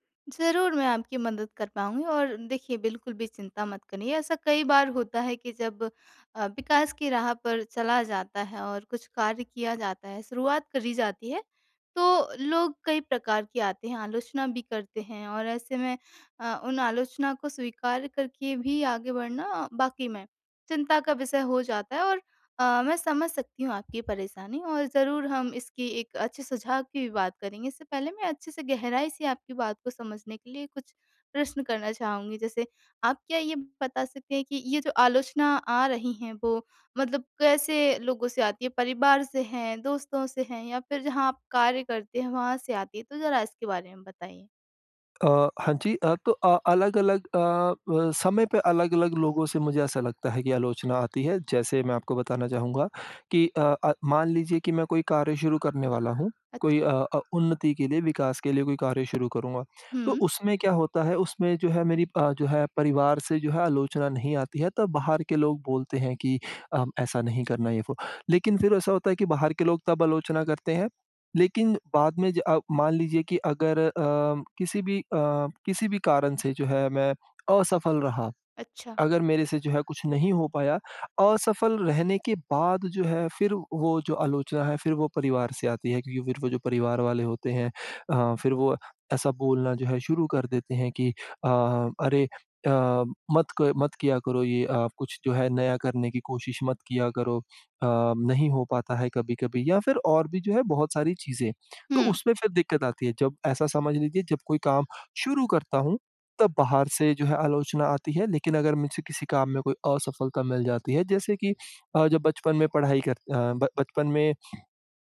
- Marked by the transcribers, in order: bird; tapping
- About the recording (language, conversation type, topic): Hindi, advice, विकास के लिए आलोचना स्वीकार करने में मुझे कठिनाई क्यों हो रही है और मैं क्या करूँ?